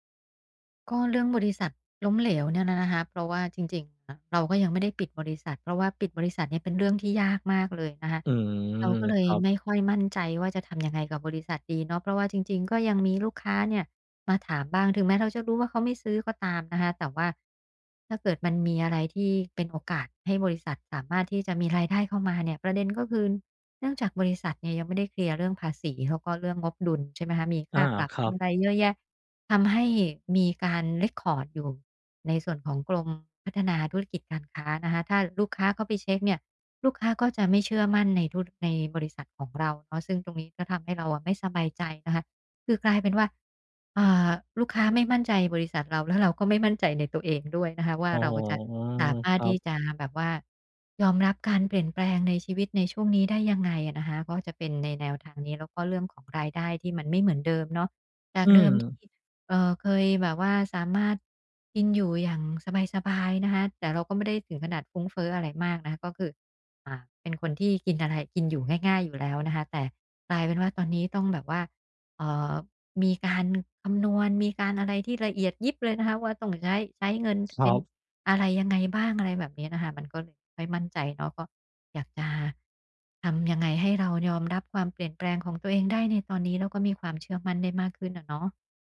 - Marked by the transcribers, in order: in English: "เร็กคอร์ด"; other background noise
- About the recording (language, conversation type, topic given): Thai, advice, ฉันจะยอมรับการเปลี่ยนแปลงในชีวิตอย่างมั่นใจได้อย่างไร?